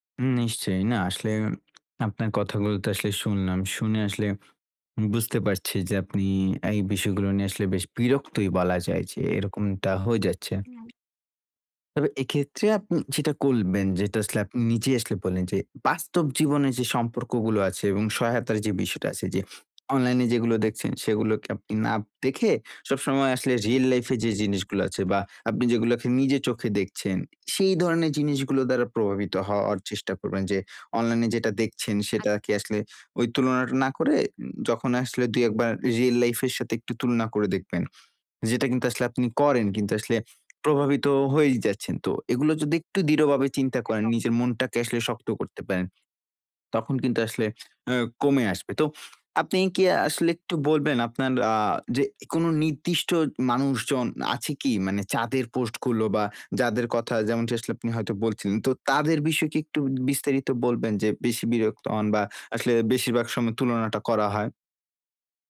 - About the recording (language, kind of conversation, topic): Bengali, advice, সামাজিক মাধ্যমে নিখুঁত জীবন দেখানোর ক্রমবর্ধমান চাপ
- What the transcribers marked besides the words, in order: "এই" said as "আই"; other background noise; "করবেন" said as "কলবেন"; tapping; in English: "রিয়াল লাইফ"; in English: "রিয়াল লাইফ"